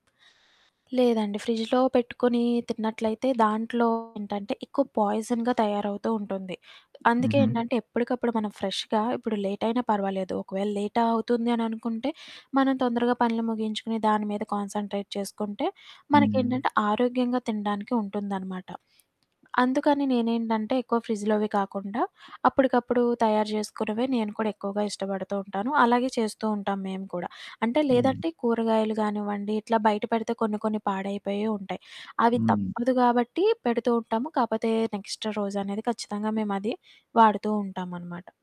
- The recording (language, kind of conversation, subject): Telugu, podcast, సీజన్లు మారుతున్నప్పుడు మన ఆహార అలవాట్లు ఎలా మారుతాయి?
- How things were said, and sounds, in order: other background noise; in English: "ఫ్రిడ్జ్‌లో"; distorted speech; in English: "పాయిజన్‌గా"; in English: "ఫ్రెష్‌గా"; in English: "కాన్సంట్రేట్"; in English: "ఫ్రిడ్జ్‌లోవి"; static; in English: "నెక్స్ట్"